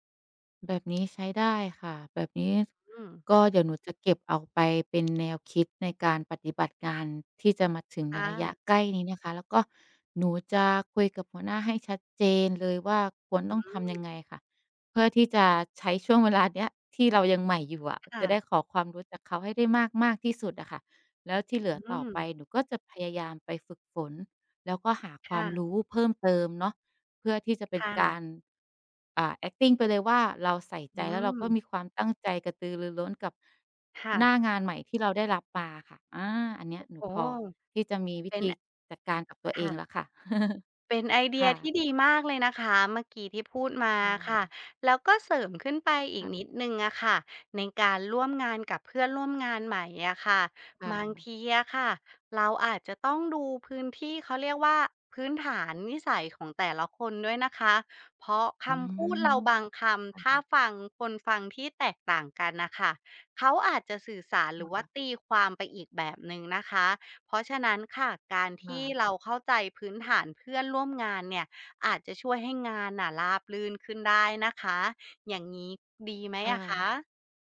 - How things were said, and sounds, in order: tapping; other background noise; in English: "แอกติง"; chuckle
- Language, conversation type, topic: Thai, advice, เมื่อคุณได้เลื่อนตำแหน่งหรือเปลี่ยนหน้าที่ คุณควรรับมือกับความรับผิดชอบใหม่อย่างไร?